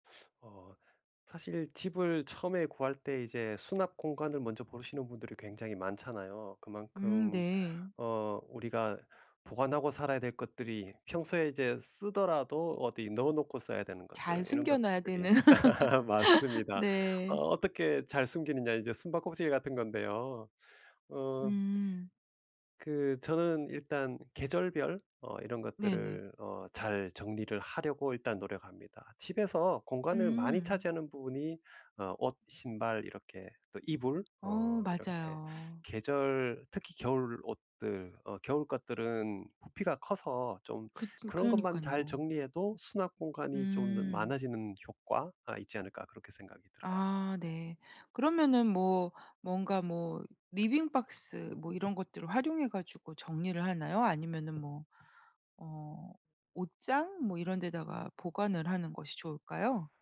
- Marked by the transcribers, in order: tapping; other background noise; laugh
- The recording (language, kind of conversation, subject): Korean, podcast, 작은 집이 더 넓어 보이게 하려면 무엇이 가장 중요할까요?